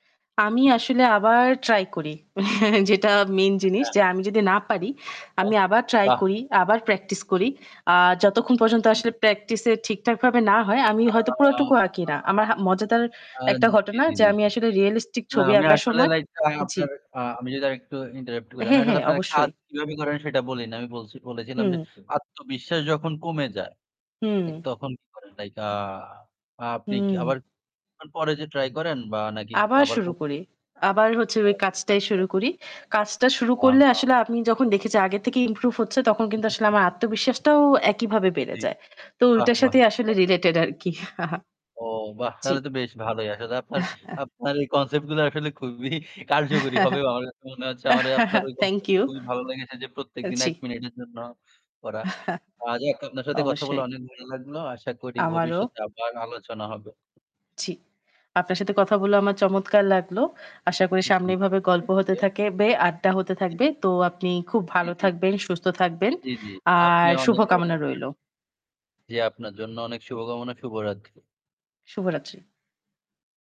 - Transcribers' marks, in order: static; chuckle; distorted speech; in English: "realistic"; in English: "interrupt"; unintelligible speech; unintelligible speech; other background noise; chuckle; in English: "concept"; laughing while speaking: "গুলা আসলে খুবই কার্যকরী হবে"; chuckle; in English: "concept"; chuckle
- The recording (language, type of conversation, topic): Bengali, unstructured, নিজের প্রতি বিশ্বাস কীভাবে বাড়ানো যায়?